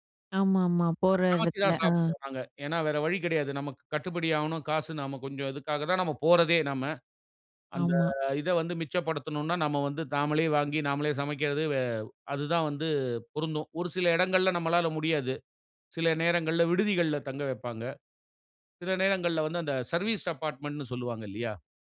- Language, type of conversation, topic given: Tamil, podcast, உங்களுக்குப் பிடித்த ஆர்வப்பணி எது, அதைப் பற்றி சொல்லுவீர்களா?
- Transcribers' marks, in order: none